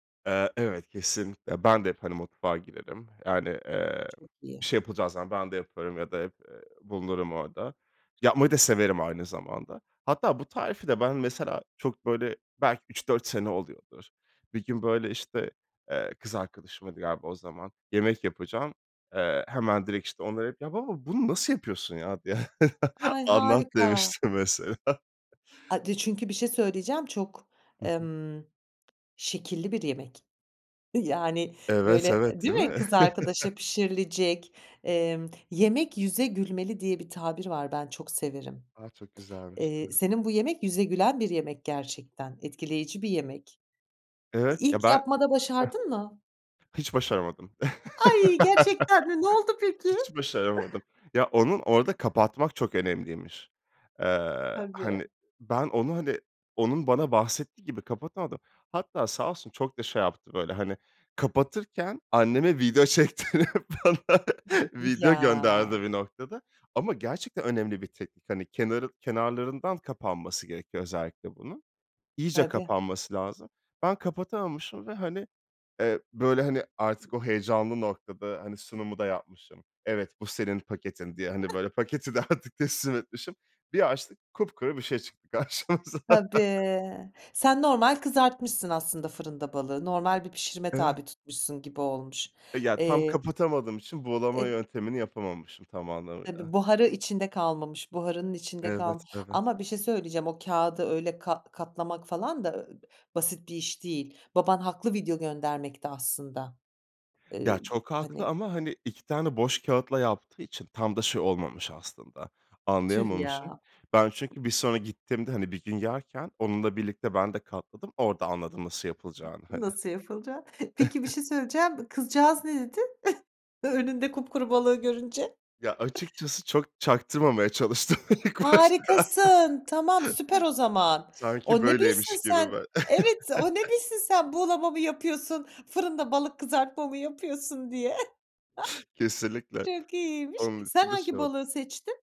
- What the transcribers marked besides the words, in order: other background noise; chuckle; laughing while speaking: "demiştim mesela"; chuckle; laugh; chuckle; laughing while speaking: "video çektirip bana video gönderdi"; laughing while speaking: "paketi de artık teslim etmişim"; other noise; laughing while speaking: "karşımıza"; laugh; chuckle; chuckle; chuckle; laughing while speaking: "çalıştım ilk başta"; laugh; chuckle; chuckle
- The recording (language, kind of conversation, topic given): Turkish, podcast, Ailenizin en özel yemek tarifini anlatır mısın?
- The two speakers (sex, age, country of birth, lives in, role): female, 45-49, Germany, France, host; male, 30-34, Turkey, France, guest